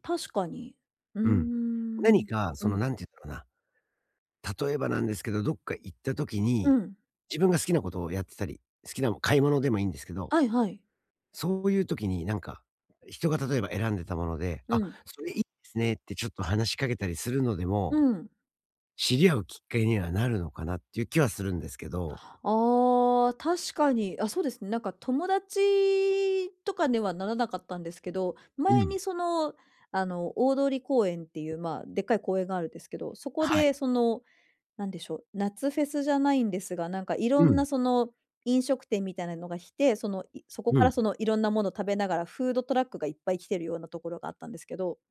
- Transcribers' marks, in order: other background noise; "来て" said as "ひて"
- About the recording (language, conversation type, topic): Japanese, advice, 新しい場所でどうすれば自分の居場所を作れますか？